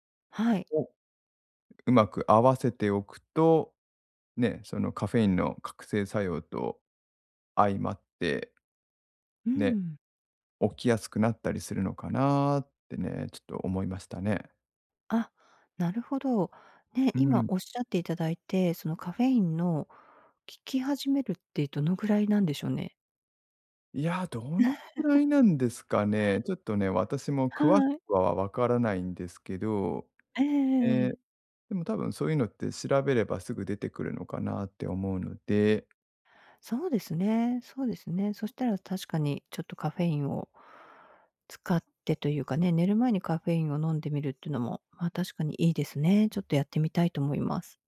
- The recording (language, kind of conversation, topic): Japanese, advice, 短時間の昼寝で疲れを早く取るにはどうすればよいですか？
- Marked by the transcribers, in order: laugh